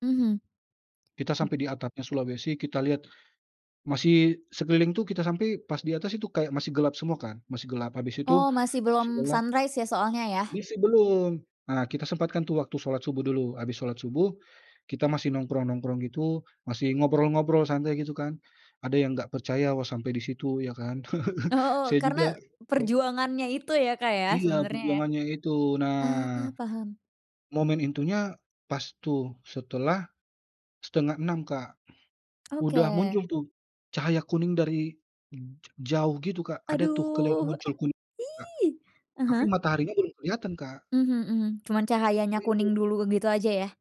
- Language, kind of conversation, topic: Indonesian, podcast, Pengalaman melihat matahari terbit atau terbenam mana yang paling berkesan bagi kamu, dan apa alasannya?
- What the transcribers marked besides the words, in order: in English: "sunrise"; laughing while speaking: "Oh"; laugh; other background noise; drawn out: "Aduh"